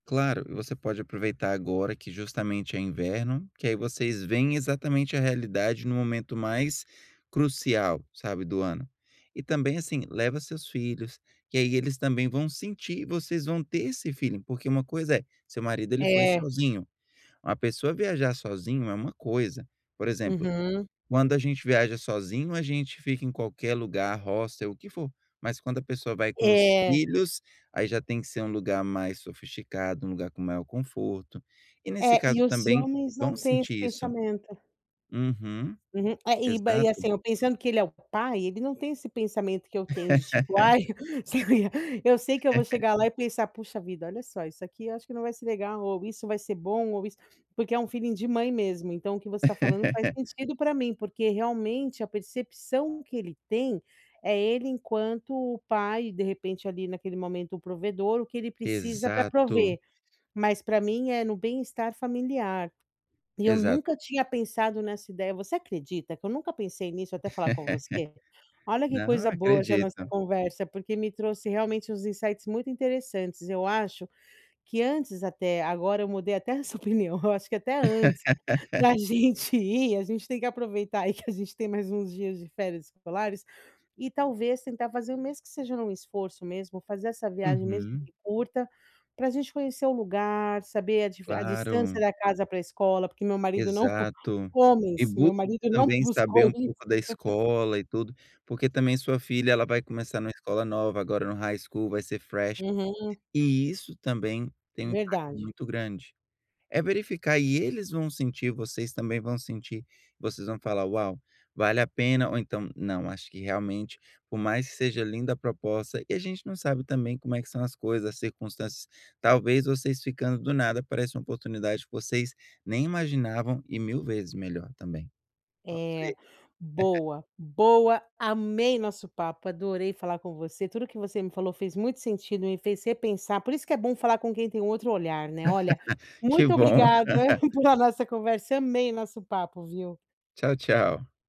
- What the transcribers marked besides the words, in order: in English: "feeling"; tapping; laugh; chuckle; laughing while speaking: "sabe"; laugh; laugh; in English: "feeling"; laugh; in English: "insights"; laugh; laughing while speaking: "isso"; laugh; laughing while speaking: "high school"; in English: "fresh"; chuckle; laugh
- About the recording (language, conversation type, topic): Portuguese, advice, Como posso me adaptar melhor quando tudo é incerto?